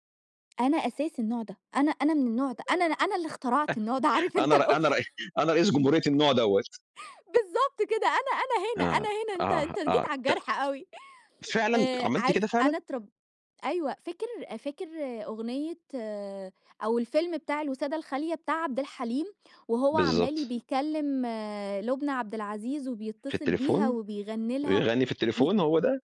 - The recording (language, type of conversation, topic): Arabic, podcast, شو طريقتك المفضّلة علشان تكتشف أغاني جديدة؟
- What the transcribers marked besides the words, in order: tapping; other noise; chuckle; laughing while speaking: "الoption بالضبط كده أنا أنا … على الجرح أوي"; in English: "الoption"; chuckle